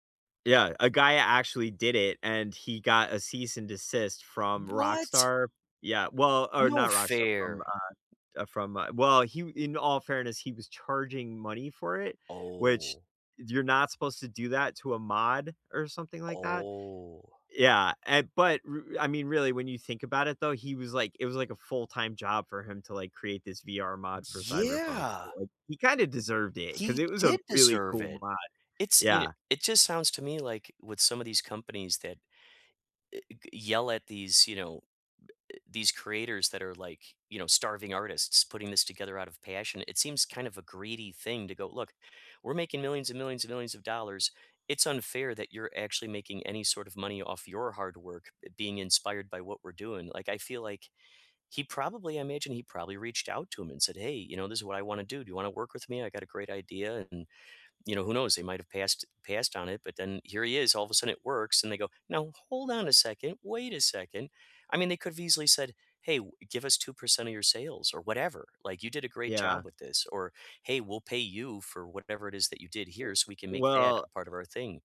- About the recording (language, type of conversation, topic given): English, unstructured, When you want to unwind, what comforting entertainment do you reach for, and why?
- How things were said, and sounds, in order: stressed: "What?"; other background noise; drawn out: "Oh"; tapping